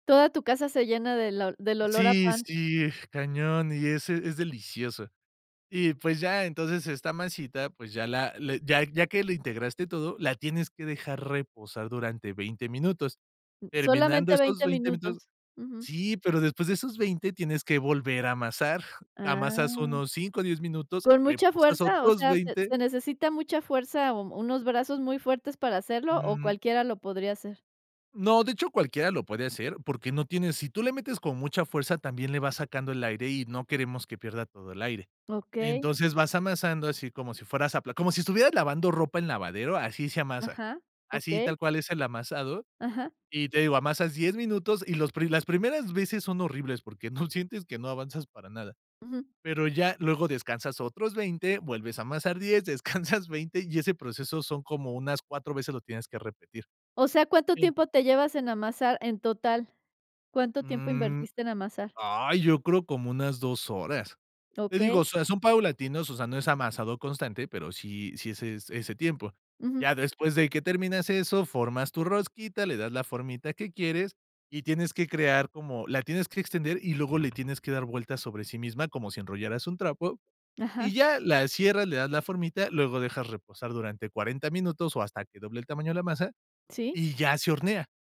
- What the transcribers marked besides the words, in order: laughing while speaking: "descansas"; tapping
- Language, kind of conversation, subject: Spanish, podcast, Cómo empezaste a hacer pan en casa y qué aprendiste